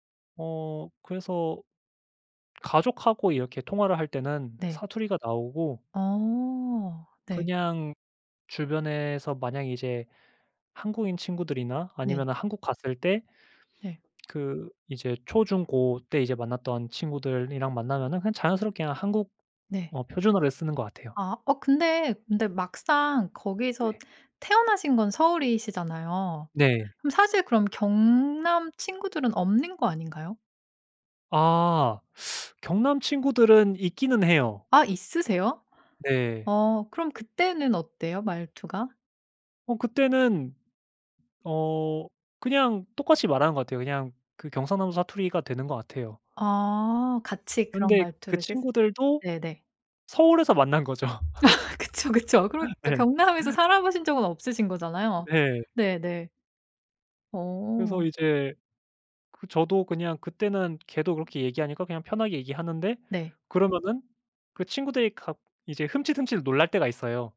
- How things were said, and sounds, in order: other background noise; tapping; laugh; laughing while speaking: "그쵸, 그쵸"; laughing while speaking: "거죠. 네"; laugh
- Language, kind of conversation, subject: Korean, podcast, 사투리나 말투가 당신에게 어떤 의미인가요?